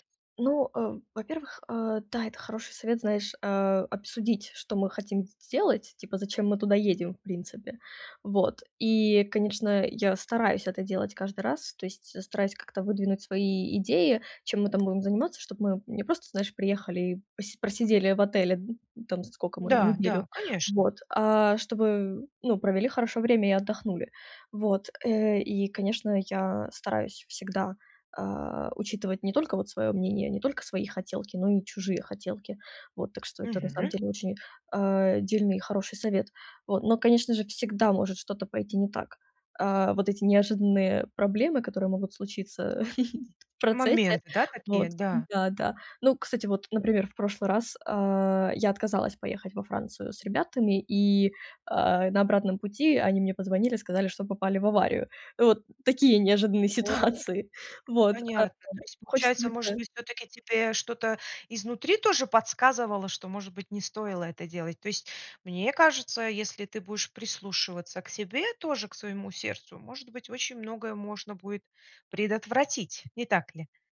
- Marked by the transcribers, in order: other background noise; giggle; laughing while speaking: "ситуации"
- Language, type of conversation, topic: Russian, advice, Как справляться с неожиданными проблемами во время поездки, чтобы отдых не был испорчен?